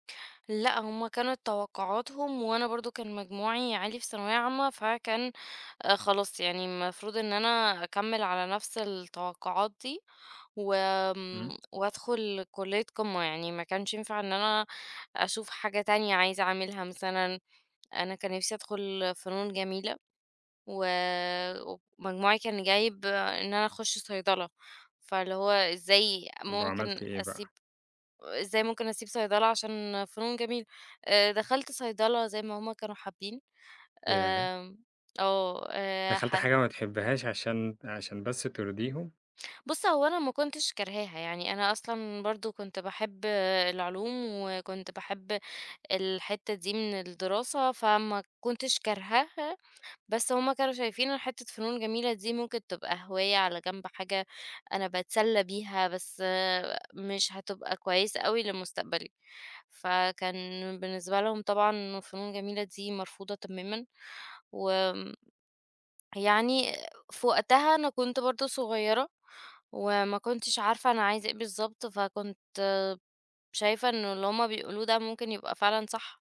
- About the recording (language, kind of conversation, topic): Arabic, podcast, إزاي نلاقي توازن بين رغباتنا وتوقعات العيلة؟
- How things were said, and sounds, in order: none